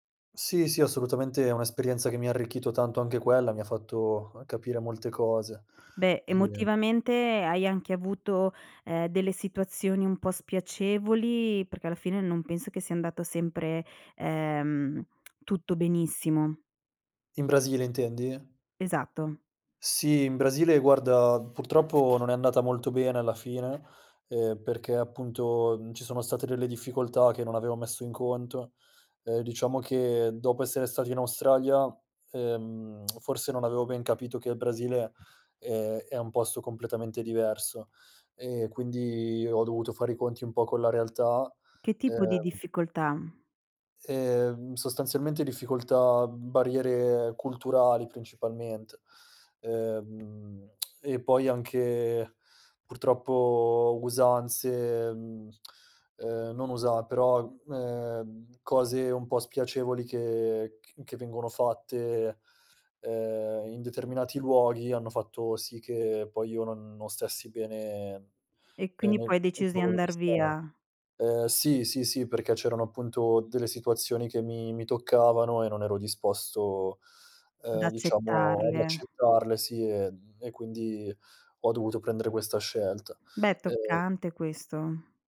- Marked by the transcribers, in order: other background noise; tsk; tsk; tsk
- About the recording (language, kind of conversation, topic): Italian, podcast, Come è cambiata la tua identità vivendo in posti diversi?